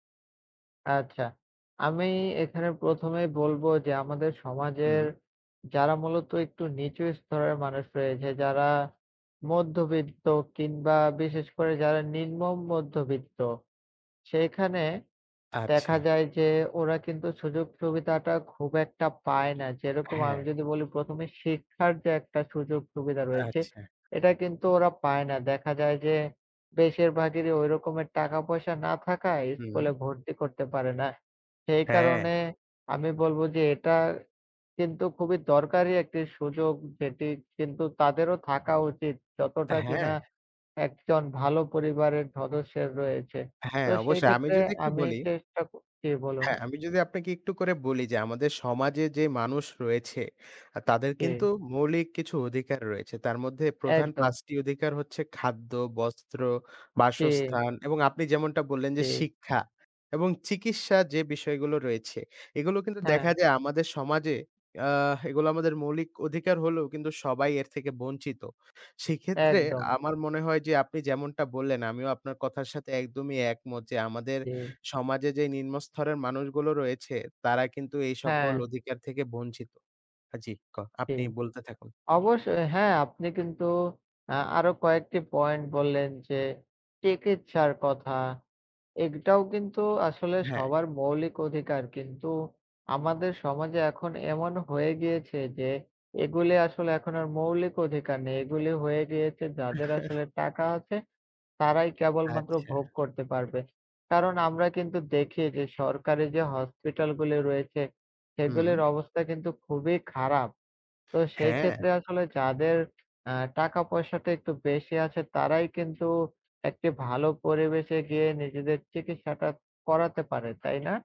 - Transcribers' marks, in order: tapping; other background noise; "এটাও" said as "এগটাও"; chuckle
- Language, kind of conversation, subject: Bengali, unstructured, আপনার কি মনে হয়, সমাজে সবাই কি সমান সুযোগ পায়?